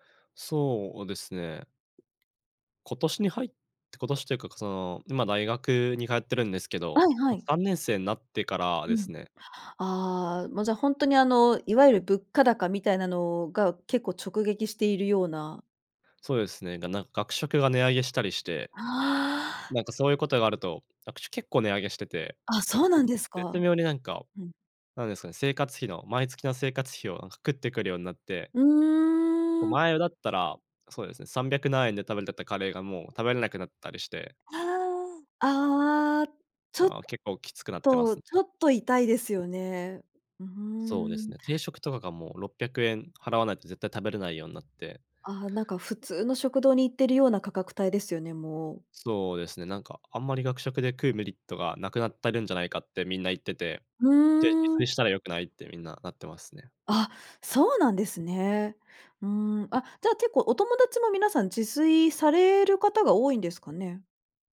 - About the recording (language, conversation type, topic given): Japanese, advice, 節約しすぎて生活の楽しみが減ってしまったのはなぜですか？
- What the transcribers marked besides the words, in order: tapping; "学食" said as "がくしょ"; other noise; "てる" said as "たる"